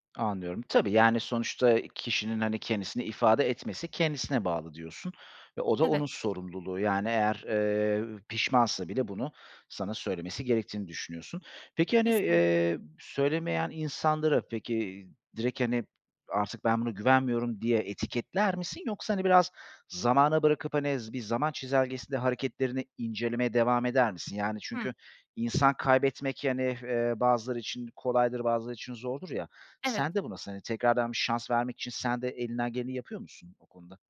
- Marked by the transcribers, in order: other background noise
- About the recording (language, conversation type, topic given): Turkish, podcast, Güven kırıldığında, güveni yeniden kurmada zaman mı yoksa davranış mı daha önemlidir?